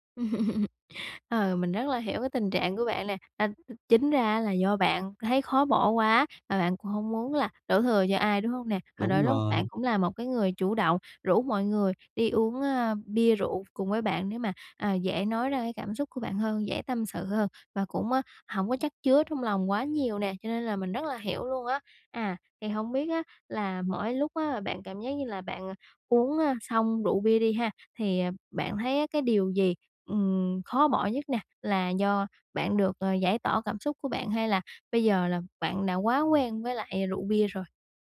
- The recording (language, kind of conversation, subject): Vietnamese, advice, Làm sao để phá vỡ những mô thức tiêu cực lặp đi lặp lại?
- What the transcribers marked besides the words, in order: laugh; tapping; other background noise